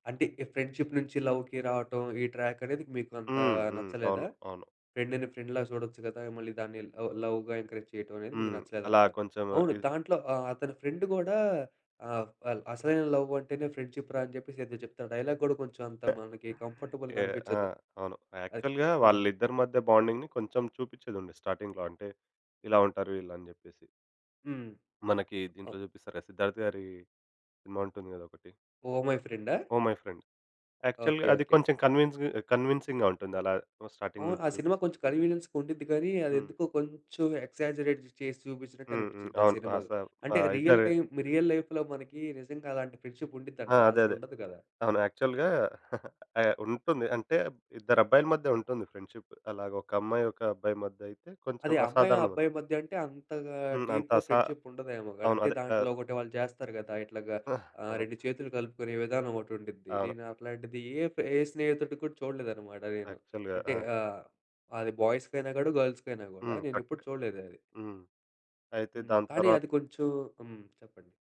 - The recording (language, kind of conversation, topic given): Telugu, podcast, సినిమాకు ఏ రకమైన ముగింపు ఉంటే బాగుంటుందని మీకు అనిపిస్తుంది?
- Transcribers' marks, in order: in English: "ఫ్రెండ్షిప్"; in English: "లవ్‌కి"; in English: "ట్రాక్"; in English: "ఫ్రెండ్‌ని ఫ్రెండ్‌లాగా"; in English: "లవ్, లవ్‌గా ఎంకరేజ్"; in English: "ఫ్రెండ్"; in English: "లవ్"; in English: "ఫ్రెండ్షిప్"; in English: "డైలాగ్"; chuckle; in English: "యాక్చువల్‌గా"; in English: "కంఫర్టబుల్‌గా"; in English: "బాండింగ్‌ని"; in English: "స్టార్టింగ్‌లో"; other background noise; in English: "యాక్చువల్‌గా"; in English: "కన్విన్స్ కన్విన్సింగ్‌గా"; in English: "స్టార్టింగ్"; in English: "కన్వీనియన్స్‌గా"; in English: "ఎగ్జా‌జరేట్"; in English: "రియల్ టైమ్"; in English: "రియల్ లైఫ్‌లో"; in English: "ఫ్రెండ్షిప్"; in English: "యాక్చువల్‌గా"; chuckle; tapping; in English: "ఫ్రెండ్షిప్"; in English: "డీప్‌గా ఫ్రెండ్షిప్"; chuckle; in English: "యాక్చువల్‌గా"; in English: "బాయ్స్‌కి"; in English: "గర్ల్స్‌కి"